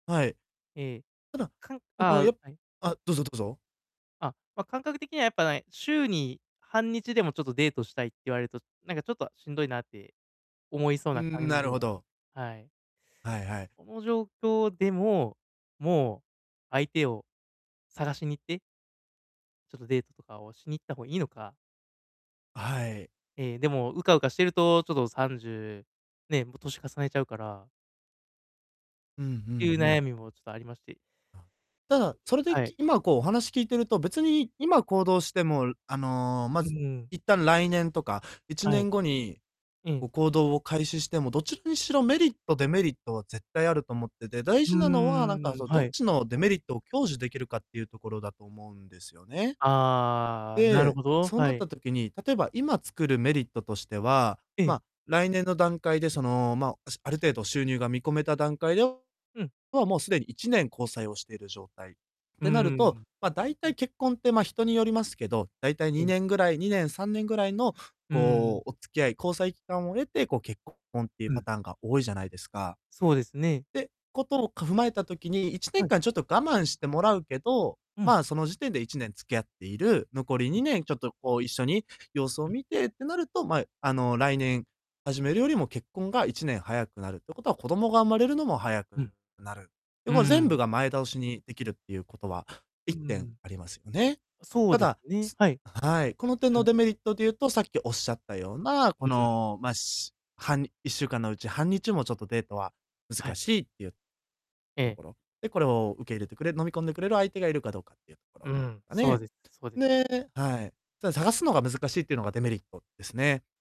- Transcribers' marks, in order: distorted speech; unintelligible speech
- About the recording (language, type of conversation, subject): Japanese, advice, キャリアの長期目標をどのように設定し、成長や交渉に活かせますか？